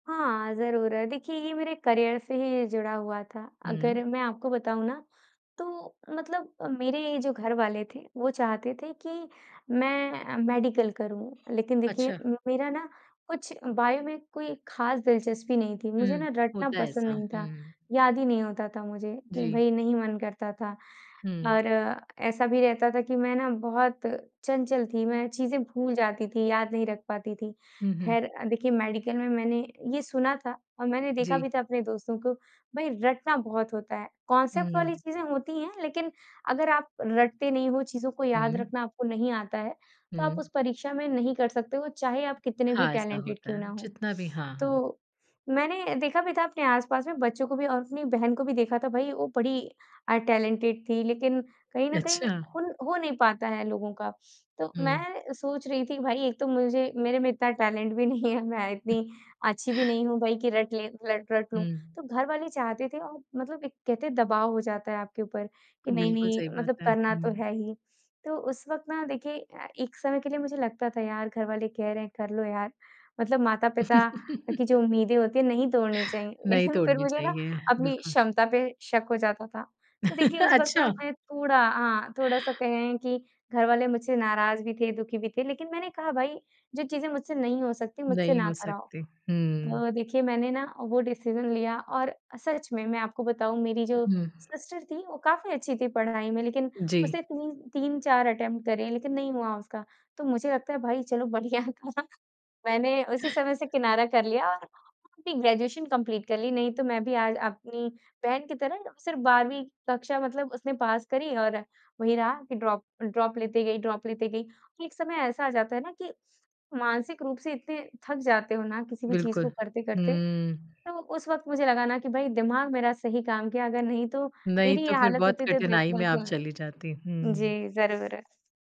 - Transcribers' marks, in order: in English: "करियर"; in English: "बायो"; in English: "कांसेप्ट"; in English: "टैलेंटेड"; in English: "टैलेंटेड"; in English: "टैलेंट"; laughing while speaking: "नहीं है"; other noise; chuckle; chuckle; in English: "डिसीज़न"; in English: "सिस्टर"; in English: "अटेम्प्ट"; laughing while speaking: "बढ़िया था"; in English: "ग्रेजुएशन कंप्लीट"; in English: "ड्रॉप, ड्रॉप"; in English: "ड्रॉप"
- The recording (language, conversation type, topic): Hindi, podcast, बड़े फैसले लेते समय आप दिल की सुनते हैं या दिमाग की?